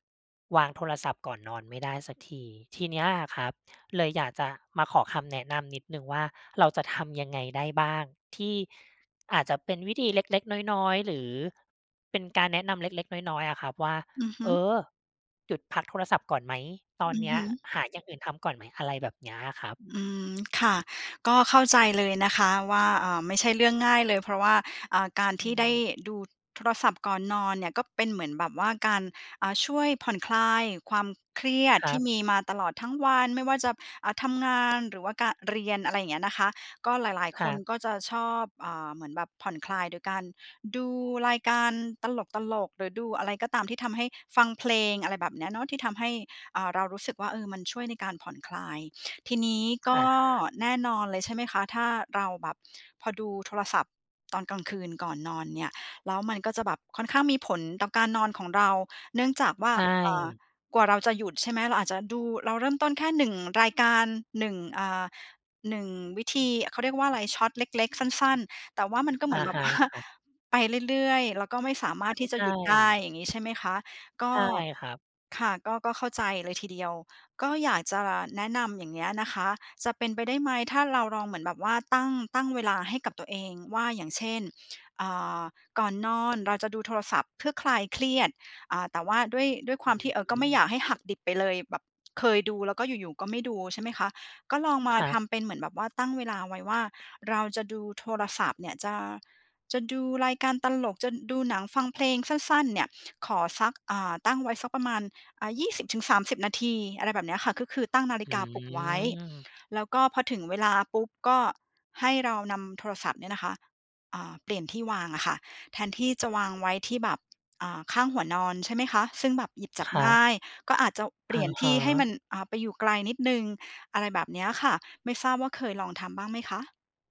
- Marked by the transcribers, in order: stressed: "เออ"; laugh; laughing while speaking: "ว่า"
- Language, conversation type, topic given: Thai, advice, ทำไมฉันถึงวางโทรศัพท์ก่อนนอนไม่ได้ทุกคืน?